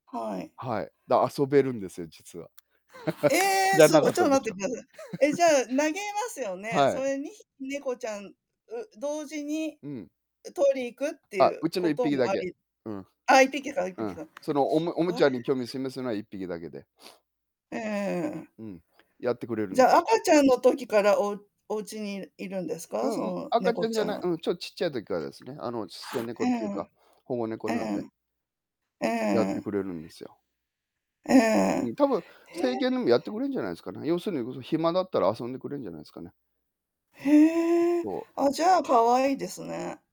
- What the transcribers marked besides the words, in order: distorted speech; other background noise; laugh; unintelligible speech; sniff; tapping
- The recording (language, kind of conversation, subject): Japanese, unstructured, 犬派と猫派、どちらに共感しますか？